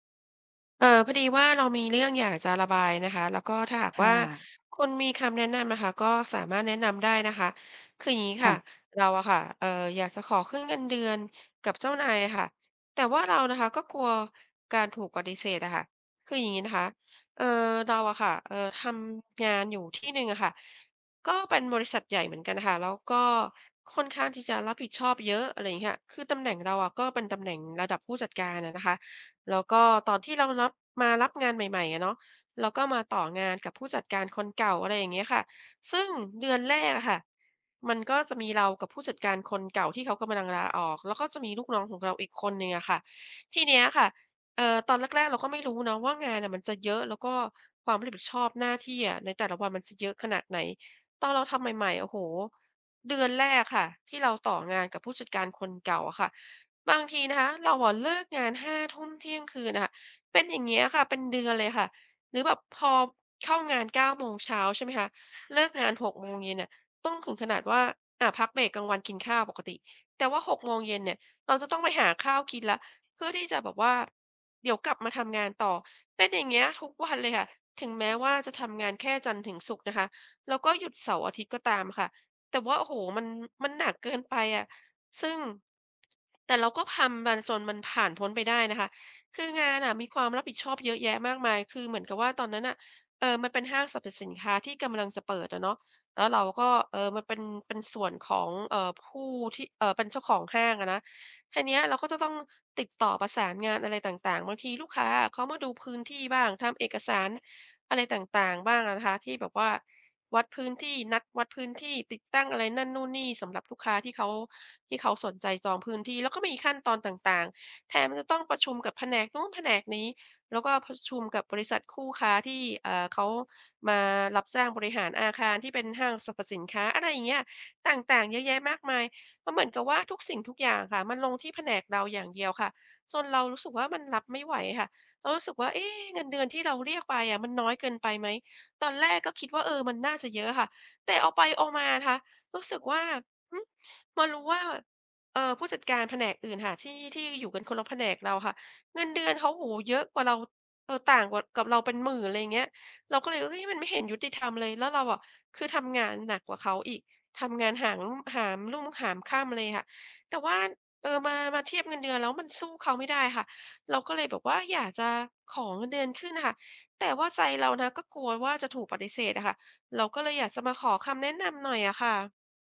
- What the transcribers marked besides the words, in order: other background noise
- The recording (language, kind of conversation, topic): Thai, advice, ฉันควรขอขึ้นเงินเดือนอย่างไรดีถ้ากลัวว่าจะถูกปฏิเสธ?